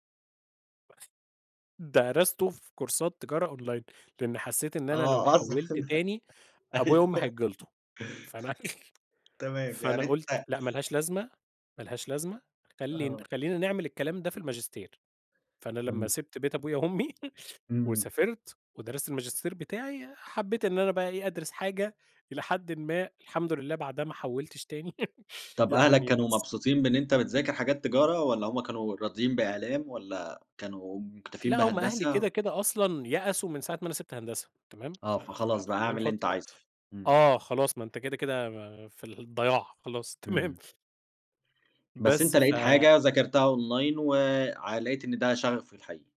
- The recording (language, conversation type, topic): Arabic, podcast, إزاي بتلاقي الإلهام عشان تبدأ مشروع جديد؟
- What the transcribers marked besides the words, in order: other background noise; in English: "كورسات"; in English: "أونلاين"; laughing while speaking: "أصلًا، أيوه"; laugh; unintelligible speech; chuckle; giggle; laughing while speaking: "تمام"; in English: "أونلاين"